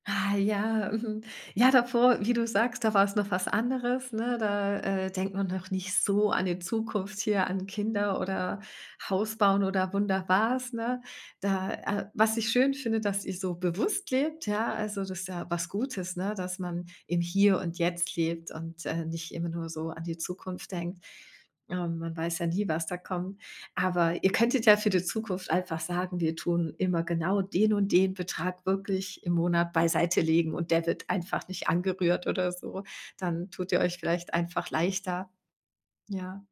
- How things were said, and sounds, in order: none
- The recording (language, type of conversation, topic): German, advice, Soll ich jetzt eher sparen oder mein Geld lieber ausgeben?